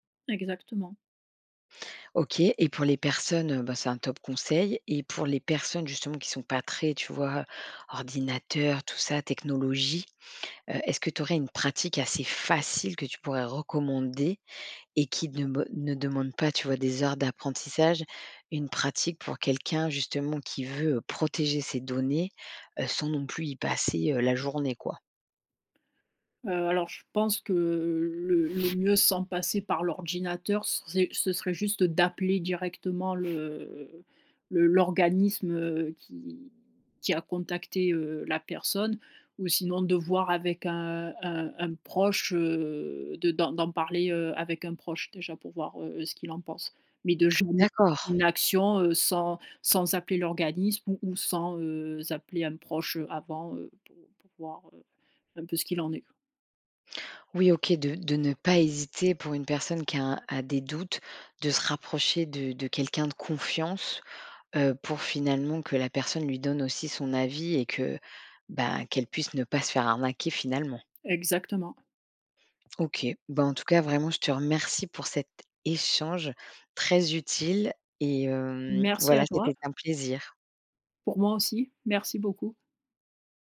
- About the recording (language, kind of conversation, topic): French, podcast, Comment protéger facilement nos données personnelles, selon toi ?
- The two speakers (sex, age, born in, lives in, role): female, 25-29, France, France, guest; female, 40-44, France, France, host
- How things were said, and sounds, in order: other background noise; stressed: "d'appeler"